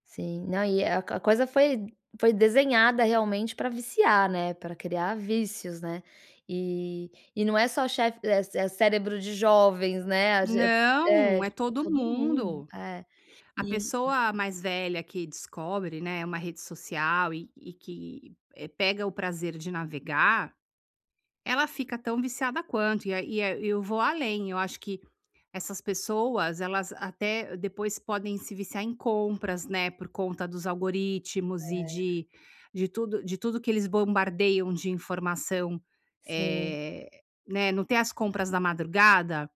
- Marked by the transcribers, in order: none
- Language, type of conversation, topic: Portuguese, advice, Por que não consigo relaxar em casa por causa das distrações digitais no celular?